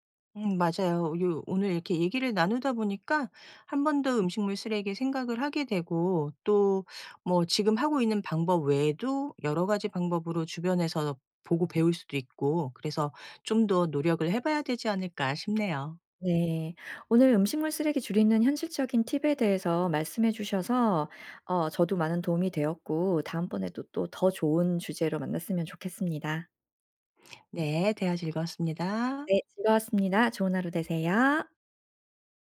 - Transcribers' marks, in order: none
- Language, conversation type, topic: Korean, podcast, 음식물 쓰레기를 줄이는 현실적인 방법이 있을까요?